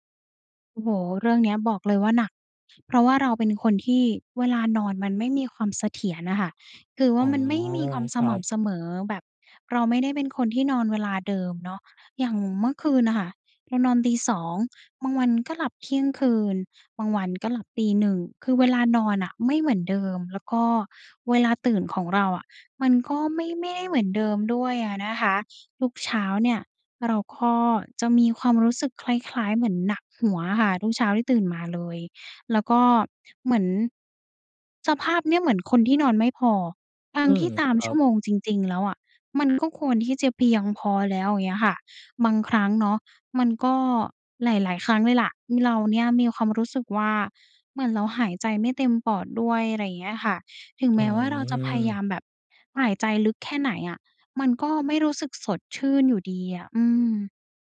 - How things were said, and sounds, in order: sad: "เหมือนเราหายใจไม่เต็มปอดด้วย"
- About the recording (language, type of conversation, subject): Thai, advice, ทำไมฉันถึงรู้สึกเหนื่อยทั้งวันทั้งที่คิดว่านอนพอแล้ว?